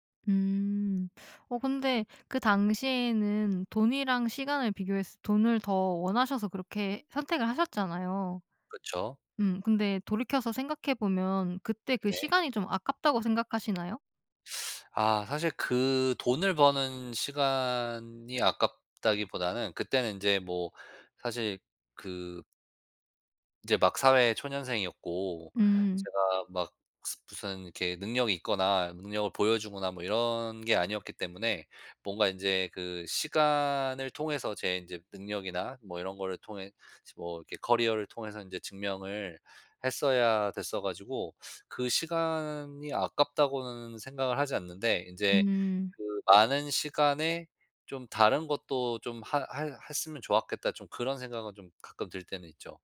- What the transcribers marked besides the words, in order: none
- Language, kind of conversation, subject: Korean, podcast, 돈과 시간 중 무엇을 더 소중히 여겨?